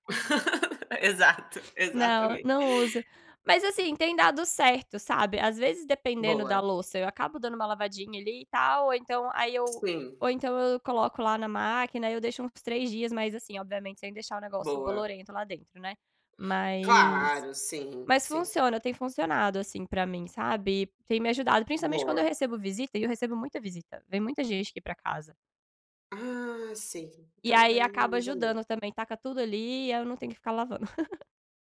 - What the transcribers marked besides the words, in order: laugh; other noise; laugh
- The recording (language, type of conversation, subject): Portuguese, unstructured, Como a tecnologia mudou sua rotina diária?